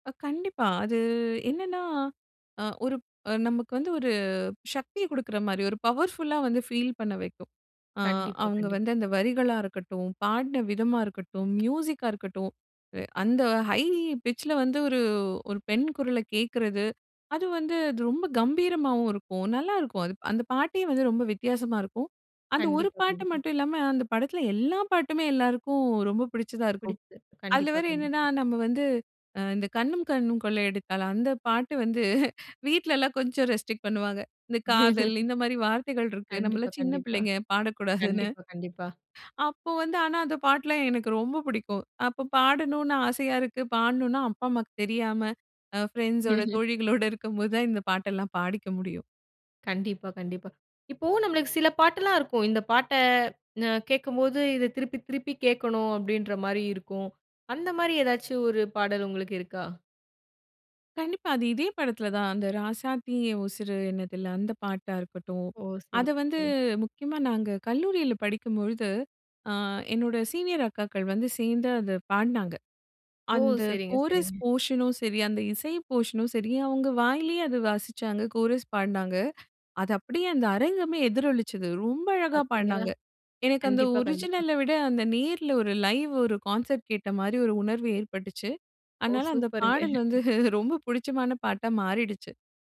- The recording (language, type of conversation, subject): Tamil, podcast, உங்களுக்கு முதன்முதலாக பிடித்த பாடல் எந்த நினைவுகளைத் தூண்டுகிறது?
- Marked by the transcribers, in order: in English: "பவர்ஃபுல்லா"; in English: "ஃபீல்"; in English: "ஹை பிட்ச்"; chuckle; in English: "ரெஸ்ட்ரிக்ட்"; laugh; laugh; in English: "கோரஸ் போர்ஷனு"; in English: "ஒரிஜினல"; in English: "லைவ் ஒரு கான்செர்ட்"; chuckle